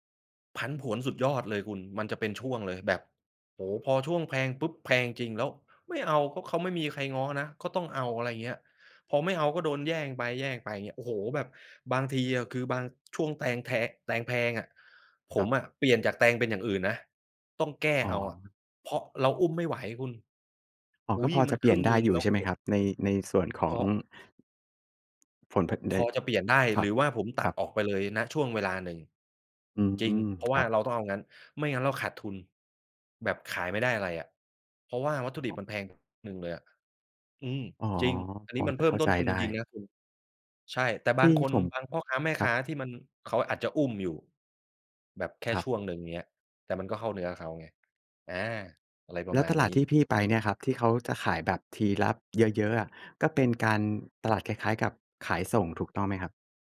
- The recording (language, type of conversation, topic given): Thai, podcast, มีเทคนิคอะไรบ้างในการซื้อของสดให้คุ้มที่สุด?
- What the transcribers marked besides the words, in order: tapping; other background noise; "ละ" said as "ลับ"